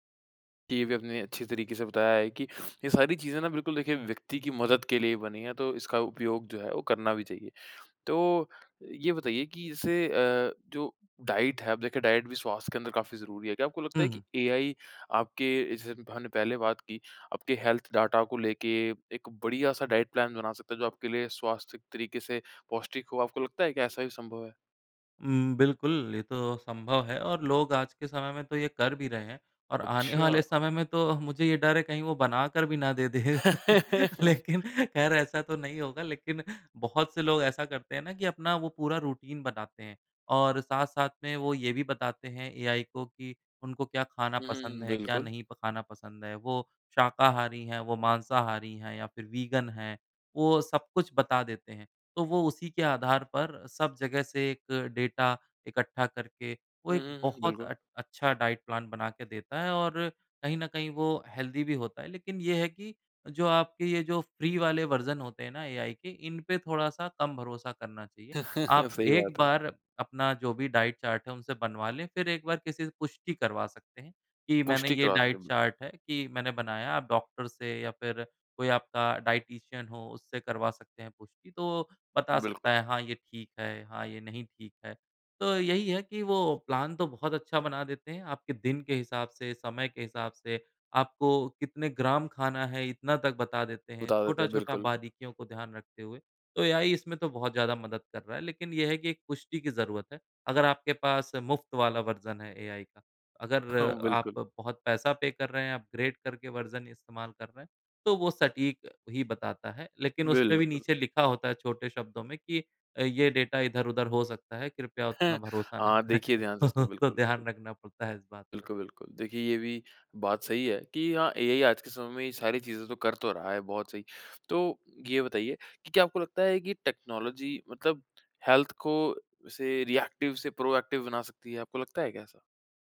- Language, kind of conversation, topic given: Hindi, podcast, स्वास्थ्य की देखभाल में तकनीक का अगला बड़ा बदलाव क्या होगा?
- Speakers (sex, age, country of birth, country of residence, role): male, 25-29, India, India, host; male, 30-34, India, India, guest
- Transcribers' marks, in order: sniff; tapping; in English: "डाइट"; in English: "डाइट"; in English: "हेल्थ डाटा"; in English: "डाइट प्लान"; laughing while speaking: "आने वाले"; laugh; laughing while speaking: "दे लेकिन ख़ैर ऐसा तो"; chuckle; in English: "रूटीन"; other background noise; in English: "डाटा"; in English: "डाइट प्लान"; in English: "हेल्थी"; in English: "फ्री"; in English: "वर्ज़न"; in English: "डाइट चार्ट"; chuckle; in English: "डाइट चार्ट"; in English: "प्लान"; in English: "वर्ज़न"; laughing while speaking: "हाँ, बिल्कुल"; in English: "पे"; in English: "अपग्रेड"; in English: "वर्ज़न"; in English: "डाटा"; chuckle; laughing while speaking: "करें"; chuckle; in English: "टेक्नोलॉजी"; in English: "हेल्थ"; in English: "रिएक्टिव"; in English: "प्रोएक्टिव"